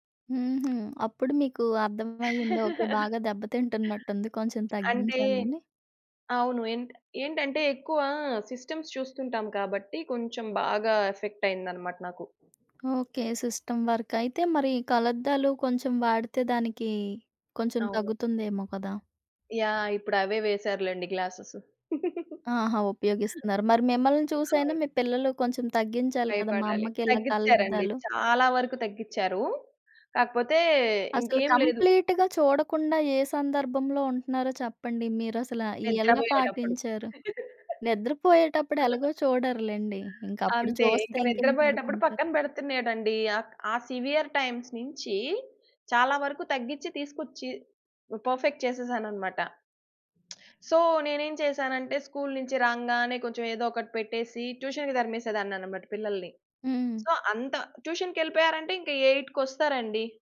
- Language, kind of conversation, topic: Telugu, podcast, ఇంట్లో ఫోన్ వాడకూడని ప్రాంతాలు ఏర్పాటు చేయాలా అని మీరు అనుకుంటున్నారా?
- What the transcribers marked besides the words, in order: lip smack; laugh; other background noise; in English: "సిస్టమ్స్"; in English: "సిస్టమ్"; giggle; in English: "కంప్లీట్‌గా"; laugh; in English: "సివిఅర్"; in English: "పర్ఫెక్ట్"; lip smack; in English: "సో"; in English: "ట్యూషన్‌కి"; in English: "సో"; in English: "ఎయిట్"